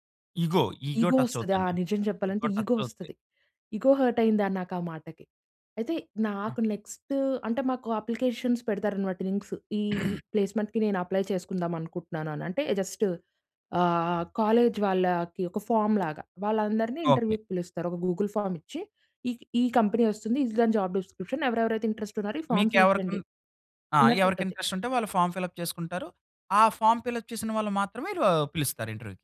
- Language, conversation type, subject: Telugu, podcast, మీ జీవితాన్ని మార్చేసిన ముఖ్యమైన నిర్ణయం ఏదో గురించి చెప్పగలరా?
- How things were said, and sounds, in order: in English: "ఈగో, ఈగో టచ్"; in English: "ఈగో"; in English: "ఈగో టచ్"; in English: "ఈగో"; in English: "ఈగో హర్ట్"; in English: "నెక్స్ట్"; in English: "అప్లికేషన్స్"; in English: "లింక్స్"; in English: "ప్లేస్మెంట్‌కి"; throat clearing; in English: "అప్లై"; in English: "జస్ట్"; in English: "ఫార్మ్"; in English: "ఇంటర్‌వ్యూ‌కి"; in English: "గూగుల్ ఫార్మ్"; in English: "కంపెనీ"; in English: "జాబ్ డిస్క్రిప్షన్"; in English: "ఇంట్రెస్ట్"; in English: "ఫార్మ్ ఫిల్"; in English: "ఇంట్రెస్ట్"; in English: "ఫార్మ్ ఫిల్ అప్"; in English: "ఫార్మ్ ఫిల్ అప్"; in English: "ఇంటర్‌వ్యూ‌కి"